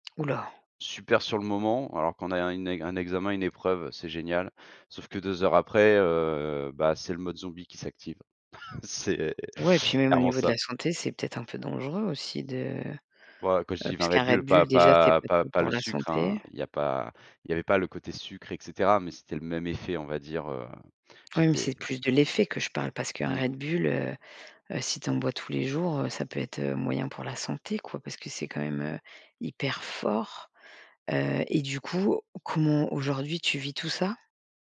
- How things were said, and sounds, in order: chuckle
- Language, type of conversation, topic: French, podcast, Peux-tu me parler d’un moment où tu as retrouvé confiance en toi ?